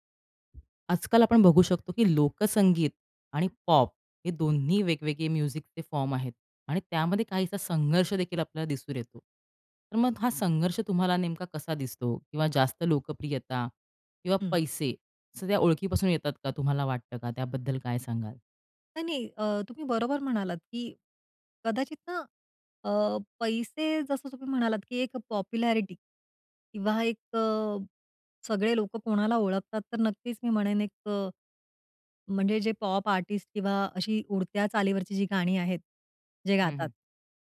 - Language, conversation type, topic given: Marathi, podcast, लोकसंगीत आणि पॉपमधला संघर्ष तुम्हाला कसा जाणवतो?
- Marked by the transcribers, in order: other background noise; in English: "पॉप"; in English: "म्युझिकचे फॉर्म"; in English: "पॉप्युलॅरिटी"; in English: "पॉप आर्टिस्ट"